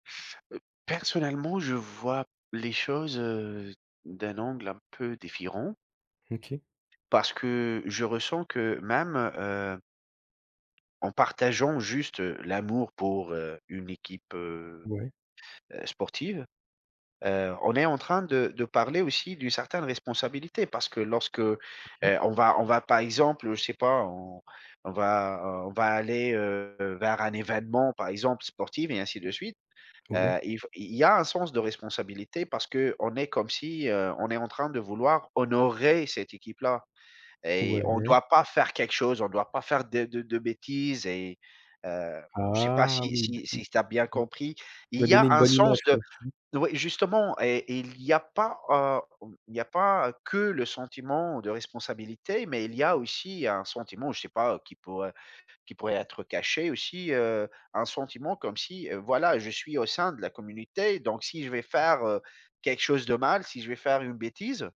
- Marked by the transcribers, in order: stressed: "personnellement"; "différent" said as "défirent"; tapping; stressed: "honorer"; drawn out: "Ah"; other background noise; stressed: "que"
- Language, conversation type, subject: French, unstructured, Qu’est-ce qui crée un sentiment d’appartenance à une communauté ?
- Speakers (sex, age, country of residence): male, 25-29, France; male, 35-39, Greece